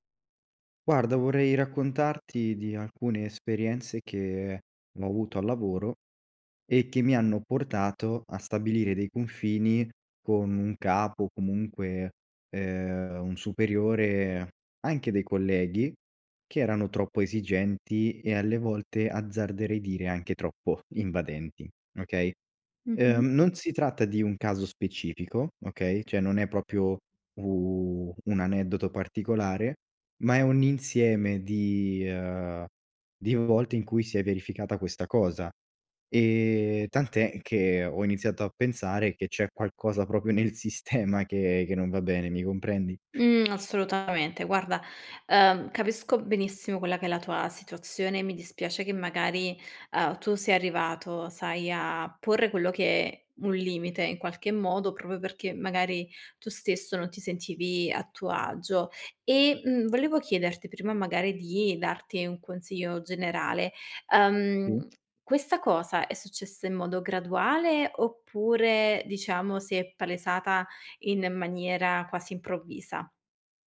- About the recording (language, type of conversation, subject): Italian, advice, Come posso stabilire dei confini con un capo o un collega troppo esigente?
- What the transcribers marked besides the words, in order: "cioè" said as "ceh"; "proprio" said as "propio"; "proprio" said as "propio"; laughing while speaking: "nel sistema"; other background noise; "proprio" said as "propio"; unintelligible speech